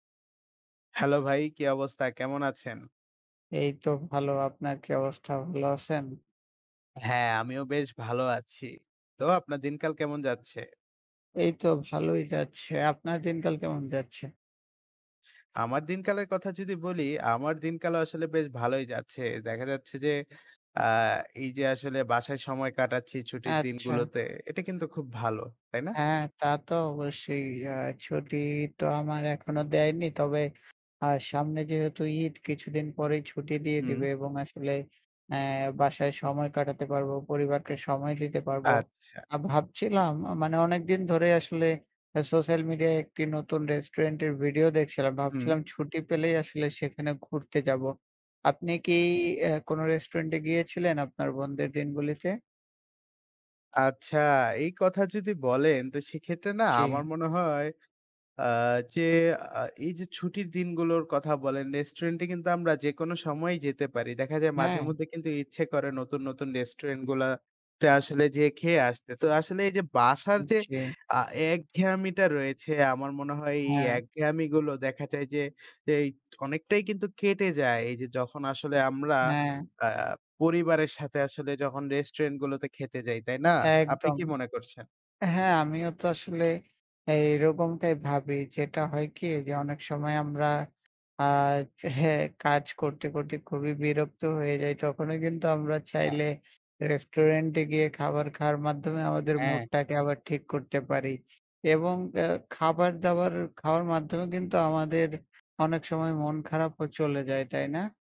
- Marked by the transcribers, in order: other background noise
- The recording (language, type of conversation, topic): Bengali, unstructured, তুমি কি প্রায়ই রেস্তোরাঁয় খেতে যাও, আর কেন বা কেন না?